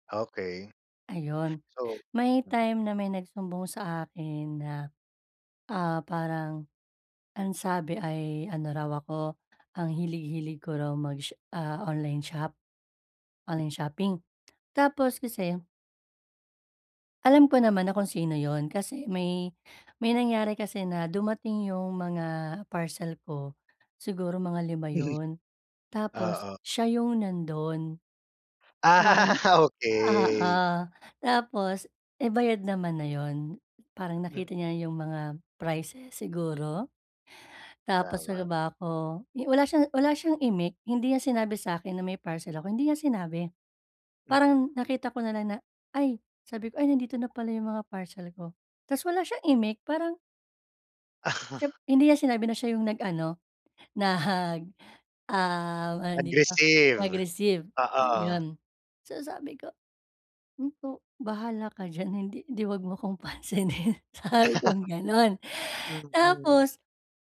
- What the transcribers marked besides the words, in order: laughing while speaking: "Mhm"; laughing while speaking: "Ah"; chuckle; laughing while speaking: "nag"; laugh; laughing while speaking: "sabi"
- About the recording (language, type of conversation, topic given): Filipino, advice, Paano ko maiintindihan ang pinagkaiba ng intensyon at epekto ng puna?